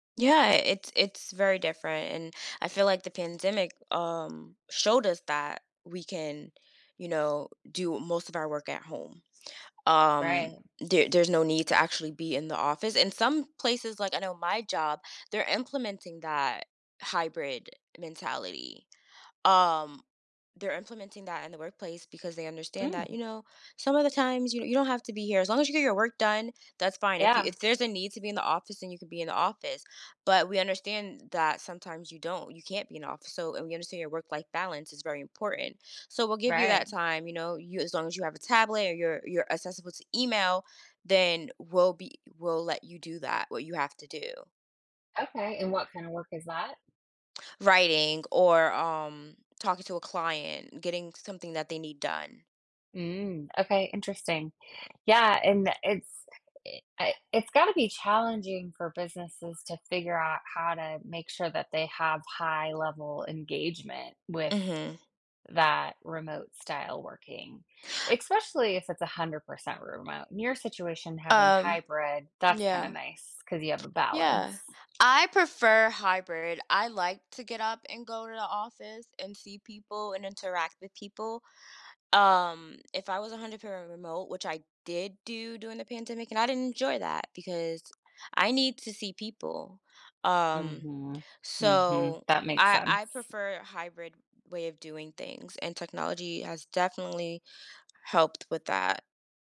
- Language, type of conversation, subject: English, unstructured, How has technology changed the way you work?
- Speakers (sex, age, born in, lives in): female, 30-34, United States, United States; female, 45-49, United States, United States
- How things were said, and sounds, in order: other background noise; alarm; tapping; inhale